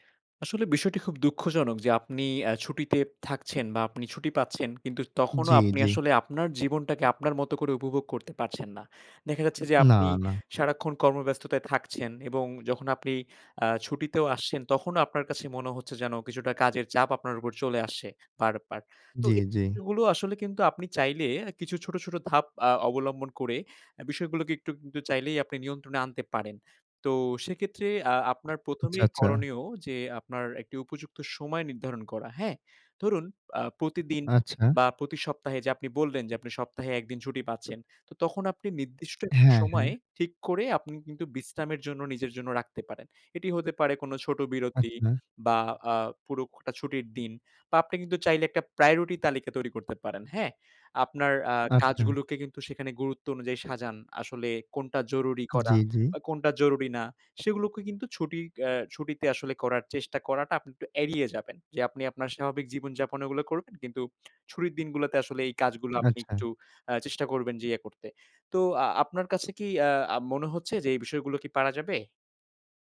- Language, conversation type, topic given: Bengali, advice, ছুটির দিনে আমি বিশ্রাম নিতে পারি না, সব সময় ব্যস্ত থাকি কেন?
- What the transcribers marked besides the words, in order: tapping; in English: "priority"; alarm